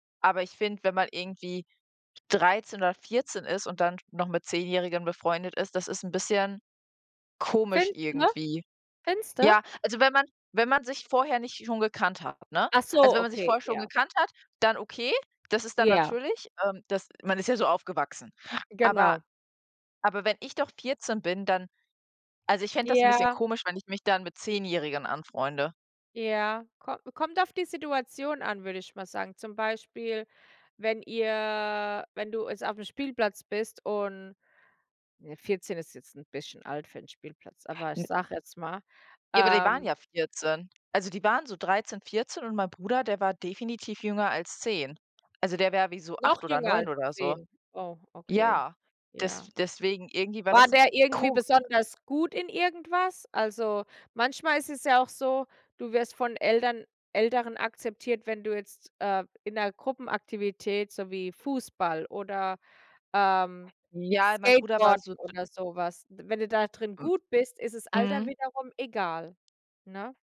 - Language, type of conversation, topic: German, unstructured, Hast du schon einmal eine ungewöhnliche Begegnung in deiner Nachbarschaft erlebt?
- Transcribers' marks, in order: none